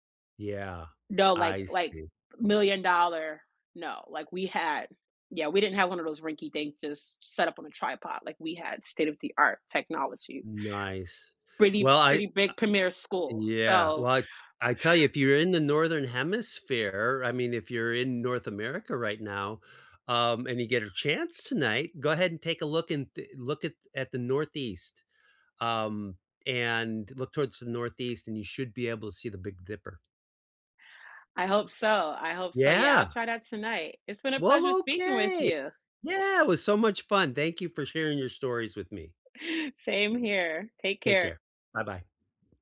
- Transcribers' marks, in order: tapping; chuckle; stressed: "okay. Yeah"
- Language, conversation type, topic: English, unstructured, Have you ever had a moment when nature felt powerful or awe-inspiring?